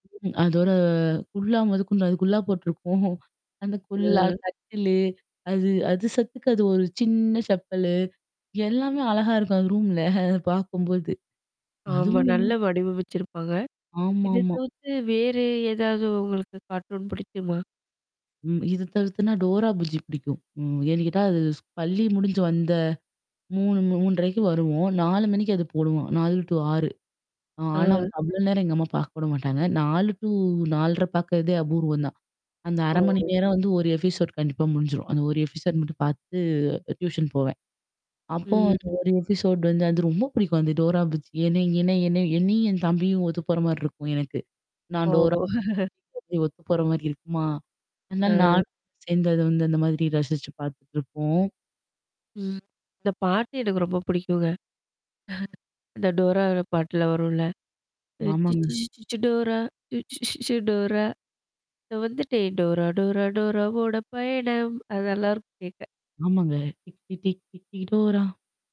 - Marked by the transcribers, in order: laughing while speaking: "போட்டுருக்கும்"; mechanical hum; static; laughing while speaking: "எல்லாமே அழகா இருக்கும் அது ரூம்ல. அத பாக்கும்போது"; distorted speech; in English: "கார்ட்டூன்"; in English: "டூ"; in English: "டூ"; in English: "எபிசோட்"; in English: "எபிசோட்"; in English: "டியூஷன்"; in English: "எபிசோட்"; chuckle; singing: "சிச்சீ சீச்சீச்சி"; singing: "சீச்சீ சீச்சீ சு டோரா!"; singing: "டோரா டோரா டோராவோட பயணம்"; singing: "டிட்டி டிட்டி டோரா"
- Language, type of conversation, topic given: Tamil, podcast, உங்கள் சின்னப்போழத்தில் பார்த்த கார்ட்டூன்கள் பற்றிச் சொல்ல முடியுமா?